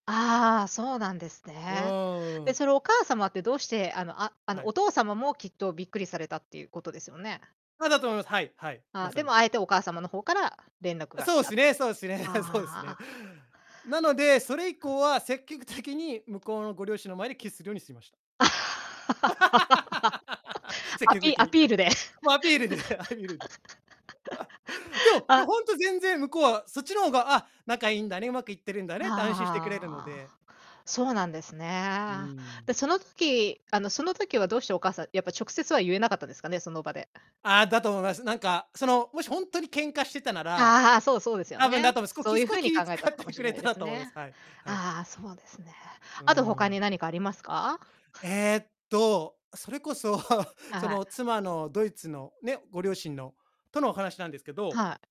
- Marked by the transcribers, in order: laughing while speaking: "あ、そうですね"; laughing while speaking: "的に"; laugh; laughing while speaking: "アピールで アピールで"; chuckle; laugh; laughing while speaking: "使ってくれたなと"; laughing while speaking: "それこそ"
- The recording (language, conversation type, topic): Japanese, podcast, 文化の違いで思わず笑ってしまったエピソードはありますか？